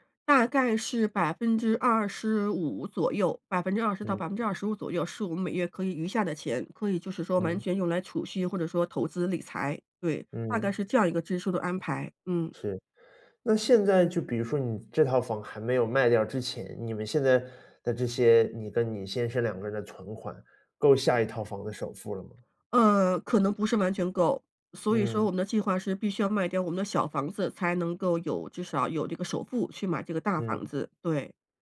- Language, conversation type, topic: Chinese, advice, 怎样在省钱的同时保持生活质量？
- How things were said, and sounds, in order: other background noise